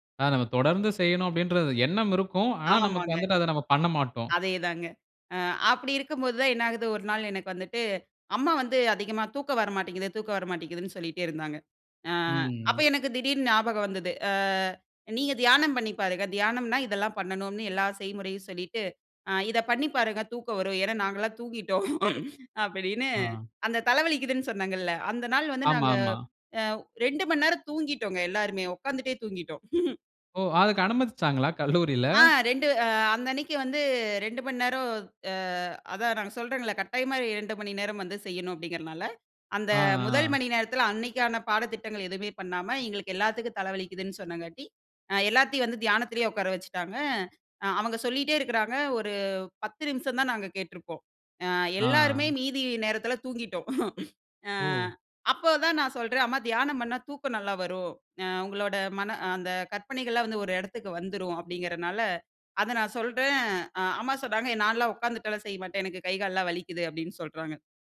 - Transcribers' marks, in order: chuckle; chuckle; chuckle; other street noise
- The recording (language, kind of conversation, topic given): Tamil, podcast, தியானத்துக்கு நேரம் இல்லையெனில் என்ன செய்ய வேண்டும்?